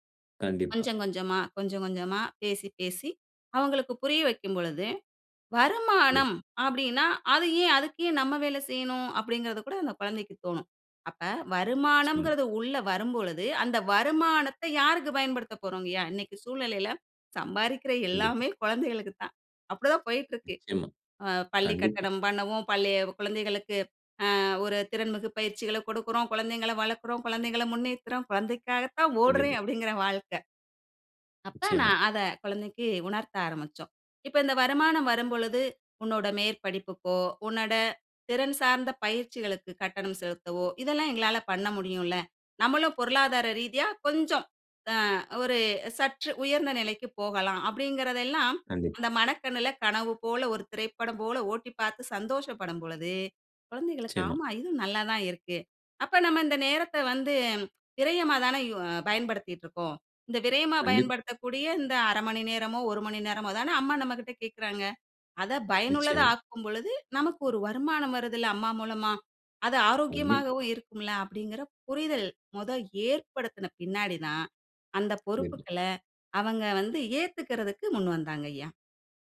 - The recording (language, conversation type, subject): Tamil, podcast, வீட்டுப் பணிகளில் பிள்ளைகள் எப்படிப் பங்குபெறுகிறார்கள்?
- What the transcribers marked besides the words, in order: unintelligible speech; other noise; unintelligible speech